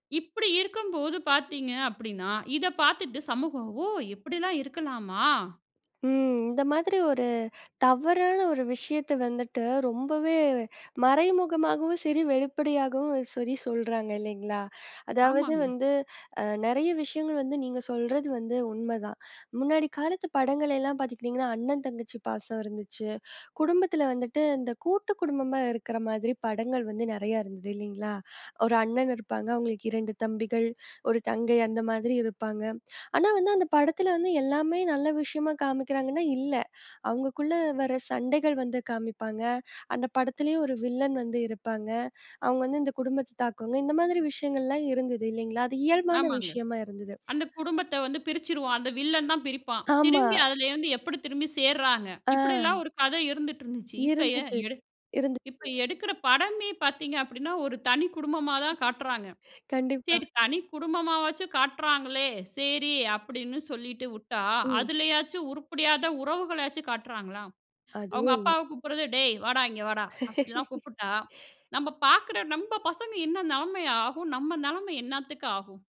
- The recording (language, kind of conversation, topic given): Tamil, podcast, சினிமாவில் நம் கலாச்சாரம் எப்படி பிரதிபலிக்க வேண்டும்?
- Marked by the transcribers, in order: other noise; laugh; laugh